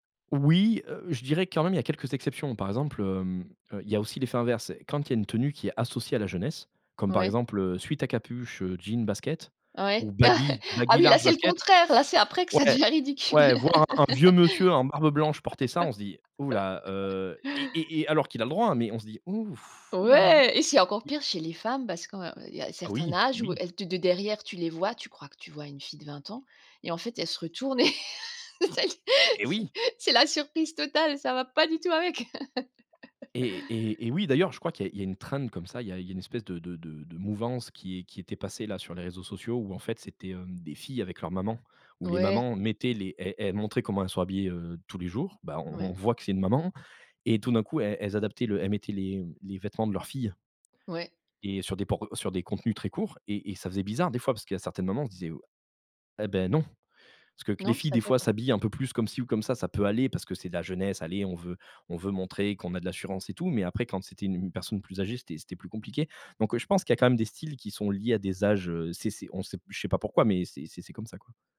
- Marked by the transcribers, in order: chuckle; laugh; put-on voice: "Ouf, hou là"; tapping; laugh; laughing while speaking: "et c'est l"; stressed: "pas du tout"; laugh; in English: "trend"; stressed: "voit"
- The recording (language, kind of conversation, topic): French, podcast, Quel style te donne tout de suite confiance ?